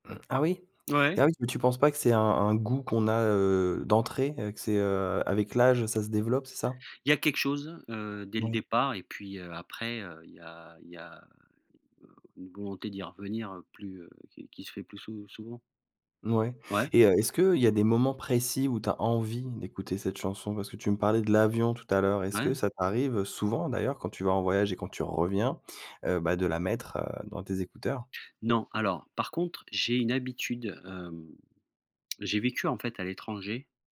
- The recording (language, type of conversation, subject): French, podcast, Quelle est une chanson qui te rend nostalgique ?
- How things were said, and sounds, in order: throat clearing